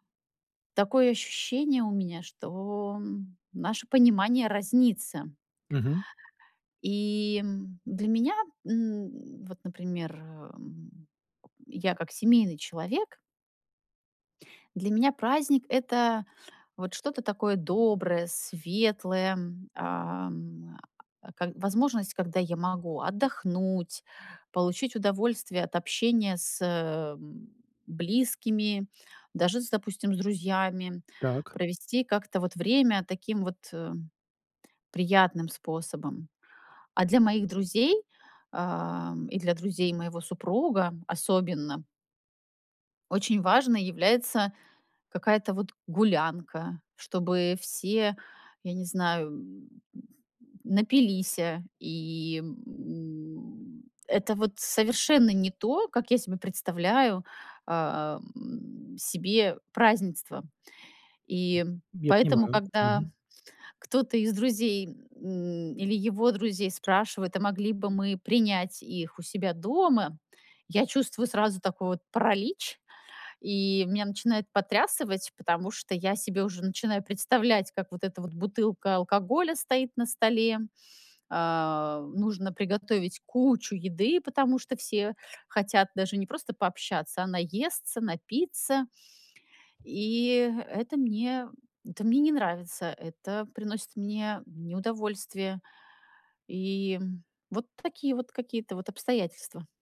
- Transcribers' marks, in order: tapping; other background noise
- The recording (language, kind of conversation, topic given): Russian, advice, Как справиться со стрессом и тревогой на праздниках с друзьями?